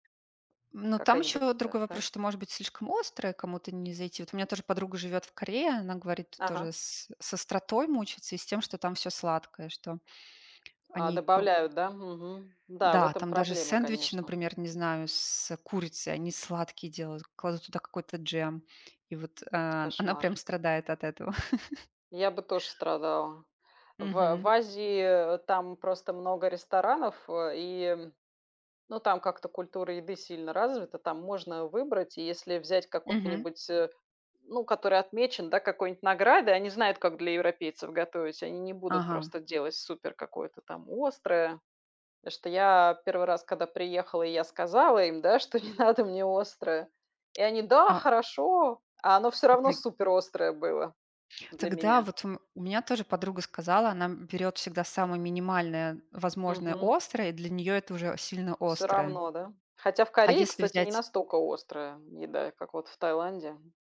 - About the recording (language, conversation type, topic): Russian, unstructured, Как лучше всего знакомиться с местной культурой во время путешествия?
- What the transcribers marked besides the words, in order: tapping; other background noise; giggle; laughing while speaking: "что не надо мне острое"; put-on voice: "Да, хорошо"; other noise